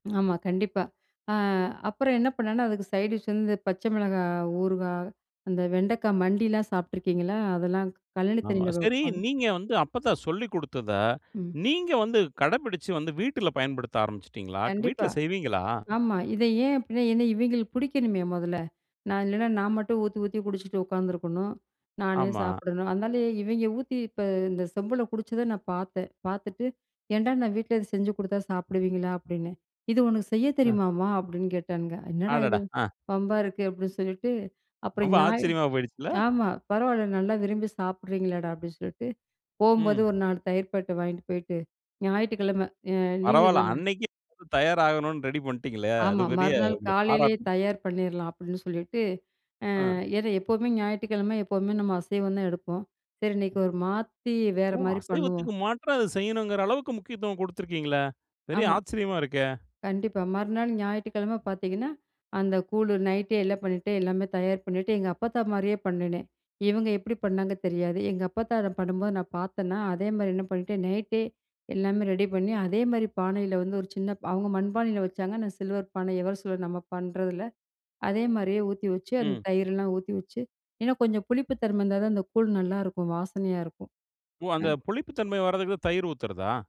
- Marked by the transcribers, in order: in English: "சைட் டிஷ்"; chuckle; other noise; chuckle; surprised: "ஓ! அசைவத்துக்கு மாற்றா அத செய்யனுங்குற அளவுக்கு முக்கியத்துவம் குடுத்திருக்கீங்களே! பெரிய ஆச்சரியமா இருக்கே!"
- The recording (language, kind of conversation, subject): Tamil, podcast, பழைய பாட்டி மற்றும் தாத்தாவின் பாரம்பரிய சமையல் குறிப்புகளை நீங்கள் இன்னும் பயன்படுத்துகிறீர்களா?